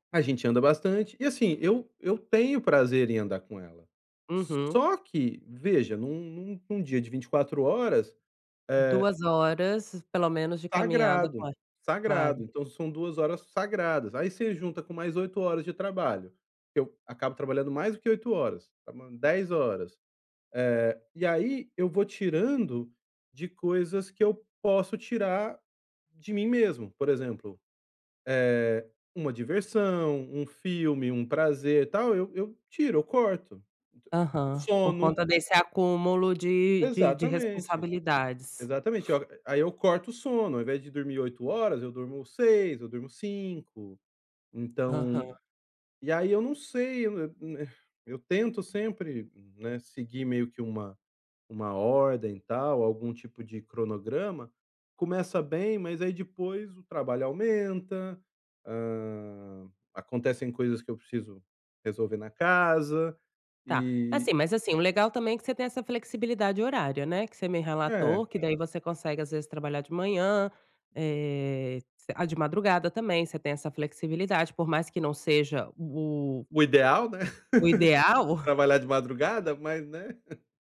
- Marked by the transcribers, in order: other background noise; sniff; drawn out: "hã"; tapping; laugh; chuckle
- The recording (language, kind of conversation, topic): Portuguese, advice, Como lidar com a sobrecarga quando as responsabilidades aumentam e eu tenho medo de falhar?